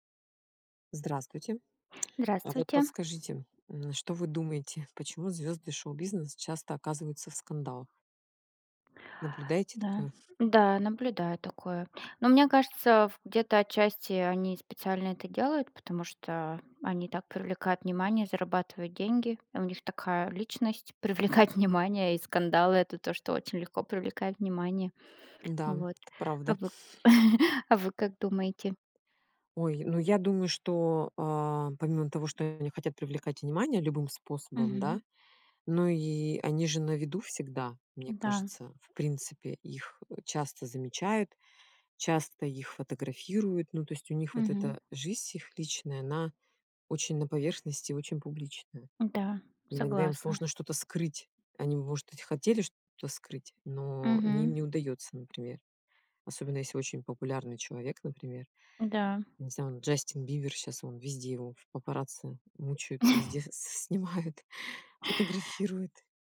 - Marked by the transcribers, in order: tongue click; tapping; other background noise; laughing while speaking: "привлекать внимание"; chuckle; chuckle; laughing while speaking: "с-снимают"
- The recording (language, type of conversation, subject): Russian, unstructured, Почему звёзды шоу-бизнеса так часто оказываются в скандалах?